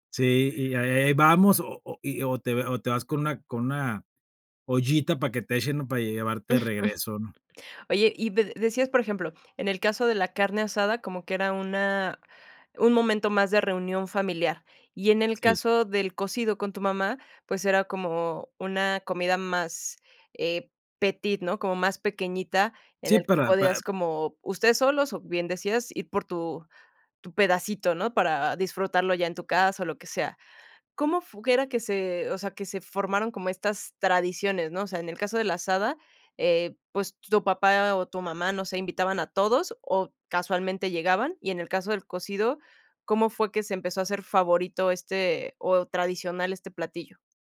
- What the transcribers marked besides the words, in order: laugh
- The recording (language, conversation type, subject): Spanish, podcast, ¿Qué papel juega la comida en tu identidad familiar?